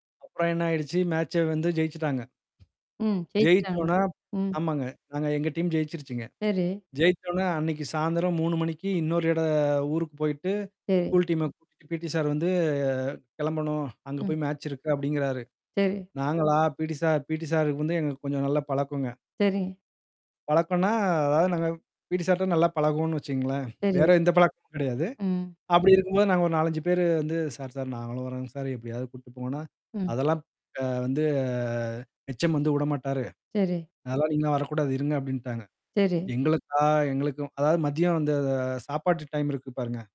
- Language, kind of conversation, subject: Tamil, podcast, இன்றுவரை நீங்கள் பார்த்த மிகவும் நினைவில் நிற்கும் நேரடி அனுபவம் எது?
- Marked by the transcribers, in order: in English: "மேட்ச"; static; tapping; distorted speech; in English: "டீம்"; in English: "டீம"; drawn out: "வந்து"; in English: "மேட்ச்"; other background noise; in English: "பி.டி சார்ட்டா"; in English: "சார் சார்"; in English: "சார்"; in English: "எச்.எம்"; in English: "டைம்"